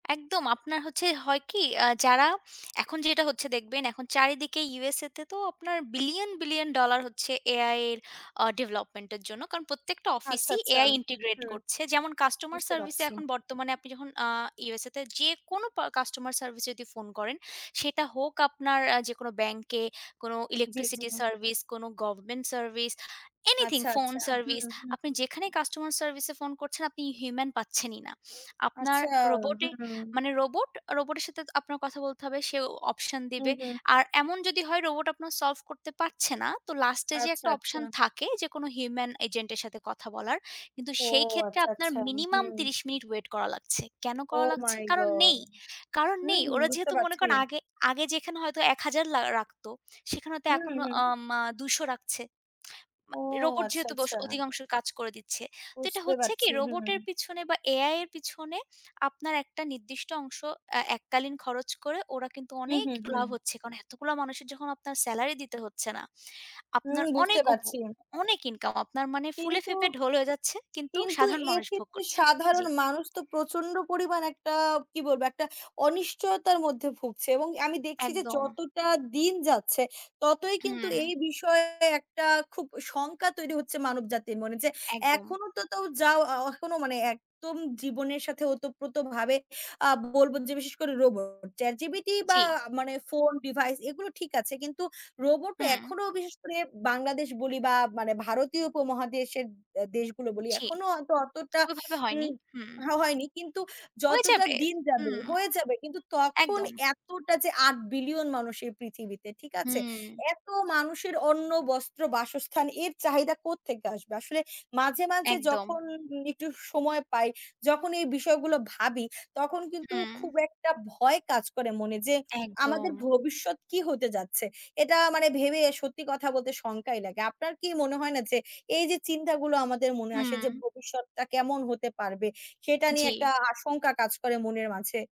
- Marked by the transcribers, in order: tsk; other noise; drawn out: "আচ্ছা"; tsk; in English: "ওহ মাই গড!"; tapping; other background noise
- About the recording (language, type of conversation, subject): Bengali, unstructured, আপনার মতে, রোবট মানুষকে কতটা বদলে দেবে?